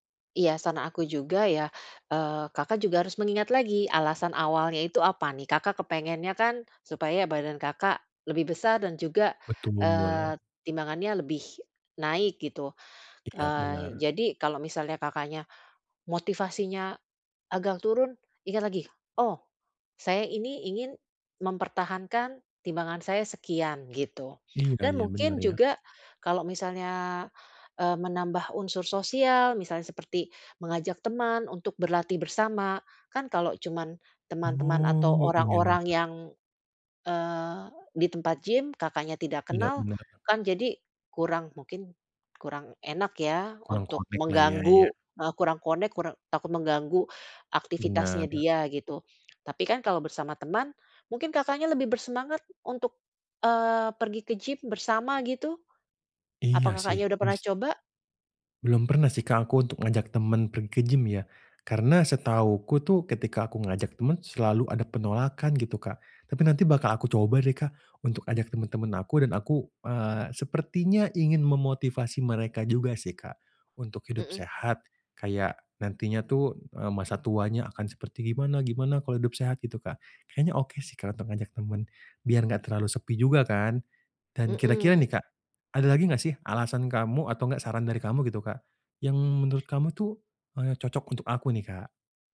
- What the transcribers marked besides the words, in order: "saran" said as "san"; in English: "connect"; in English: "connect"; tapping
- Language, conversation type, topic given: Indonesian, advice, Kenapa saya cepat bosan dan kehilangan motivasi saat berlatih?